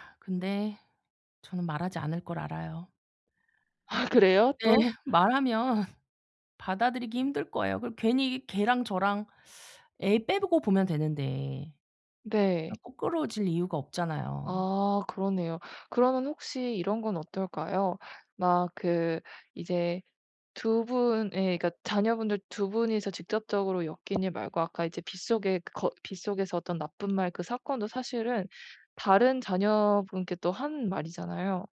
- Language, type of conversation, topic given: Korean, advice, 상대의 감정을 고려해 상처 주지 않으면서도 건설적인 피드백을 어떻게 하면 좋을까요?
- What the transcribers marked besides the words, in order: tapping